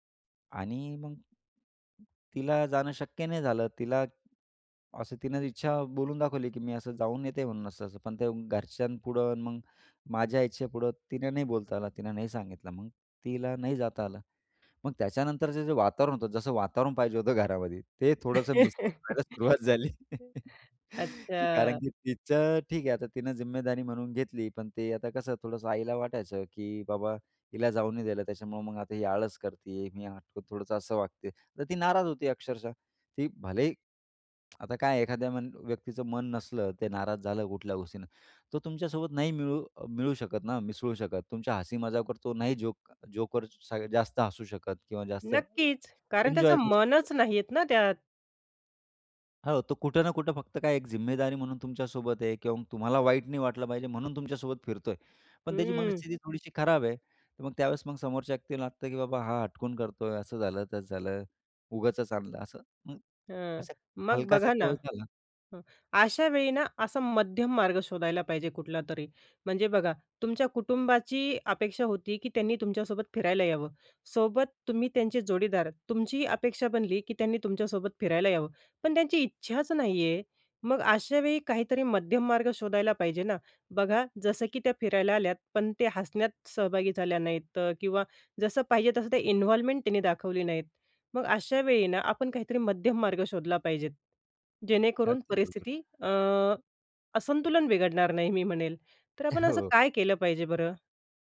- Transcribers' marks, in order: other noise; laughing while speaking: "ते थोडंसं मिस व्हायला सुरुवात झाली"; laugh; unintelligible speech; tsk; tapping; in English: "इन्व्हॉल्वमेंट"; laughing while speaking: "हो"
- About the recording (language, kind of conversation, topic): Marathi, podcast, कुटुंब आणि जोडीदार यांच्यात संतुलन कसे साधावे?